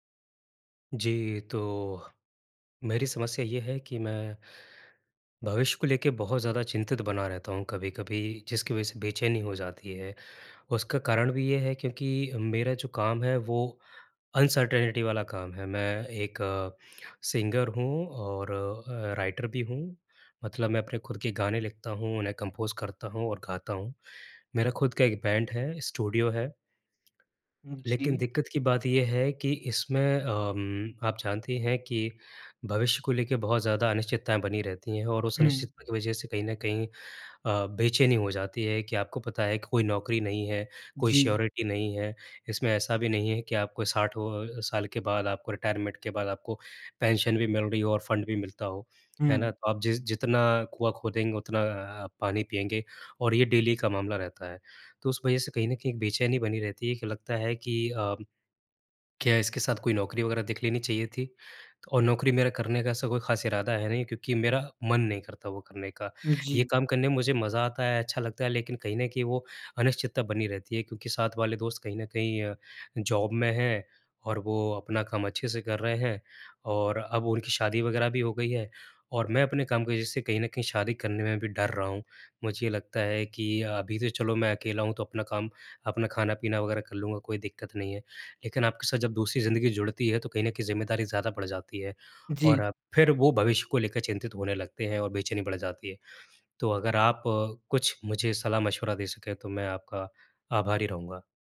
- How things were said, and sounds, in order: in English: "अनसर्टेनिटी"; in English: "सिंगर"; in English: "राइटर"; in English: "कम्पोज़"; in English: "श्योरिटी"; in English: "रिटायरमेंट"; in English: "पेंशन"; in English: "फंड"; in English: "डेली"; in English: "जॉब"
- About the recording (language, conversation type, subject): Hindi, advice, अनिश्चित भविष्य के प्रति चिंता और बेचैनी